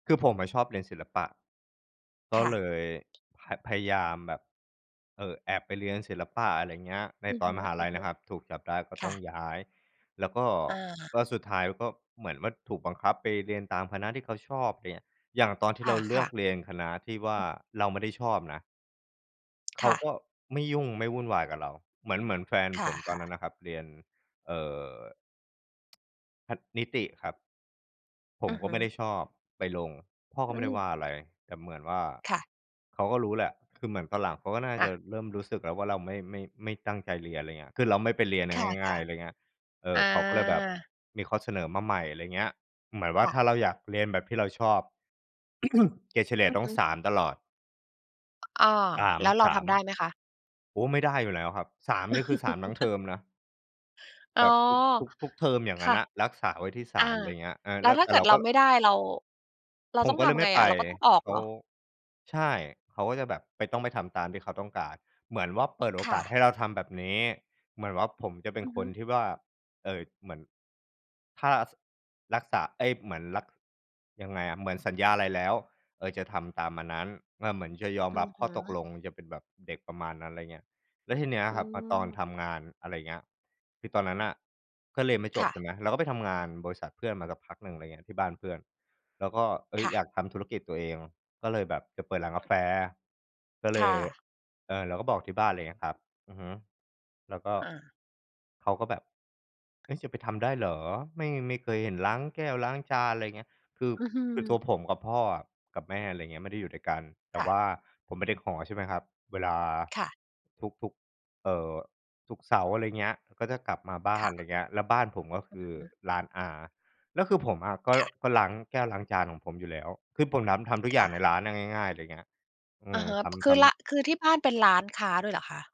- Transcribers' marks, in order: tapping; throat clearing; laugh; other background noise; other noise
- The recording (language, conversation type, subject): Thai, advice, คุณรู้สึกว่าถูกคนในครอบครัวตัดสินเพราะการเลือกคู่หรืออาชีพอย่างไร?